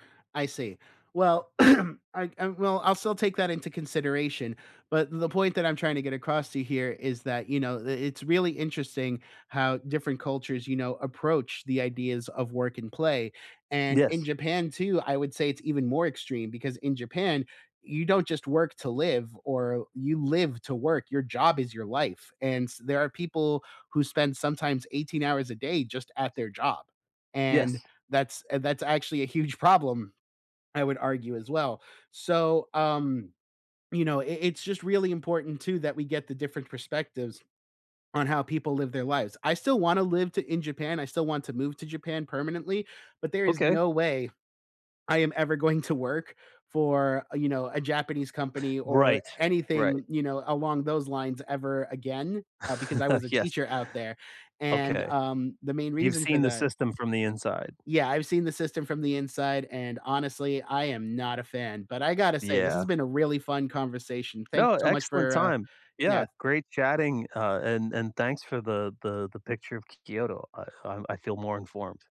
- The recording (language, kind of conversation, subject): English, unstructured, What is your favorite place you have ever traveled to?
- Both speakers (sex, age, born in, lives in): male, 35-39, Venezuela, United States; male, 55-59, United States, United States
- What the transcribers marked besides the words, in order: throat clearing; tapping; chuckle